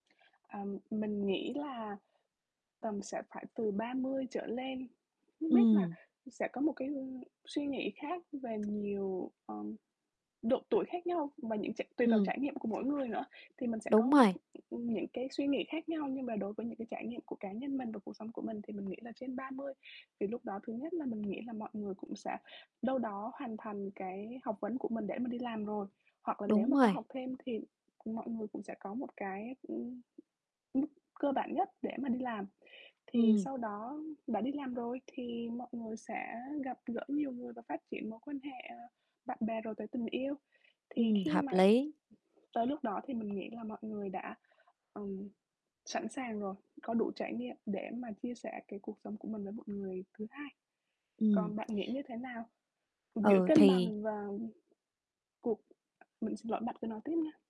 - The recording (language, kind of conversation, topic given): Vietnamese, unstructured, Bạn làm gì để duy trì sự cân bằng giữa tình yêu và cuộc sống cá nhân?
- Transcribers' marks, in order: other background noise; static